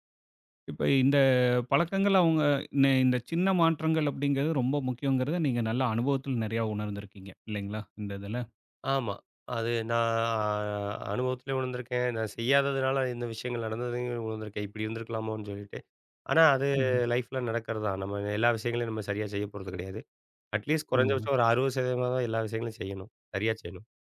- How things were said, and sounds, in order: drawn out: "நான்"; "விழுந்திருக்கேன்" said as "உழுந்துருக்கேன்"; "விழுந்திருக்கேன்" said as "உழுந்துருக்கேன்"; in English: "அட்லீஸ்ட்"
- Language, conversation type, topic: Tamil, podcast, சிறு பழக்கங்கள் எப்படி பெரிய முன்னேற்றத்தைத் தருகின்றன?